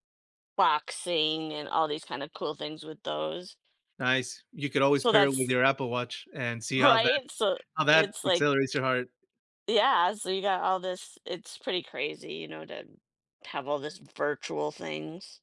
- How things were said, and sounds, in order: other background noise
- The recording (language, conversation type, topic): English, unstructured, How has technology changed the way you enjoy your favorite activities?
- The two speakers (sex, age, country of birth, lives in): female, 50-54, United States, United States; male, 35-39, United States, United States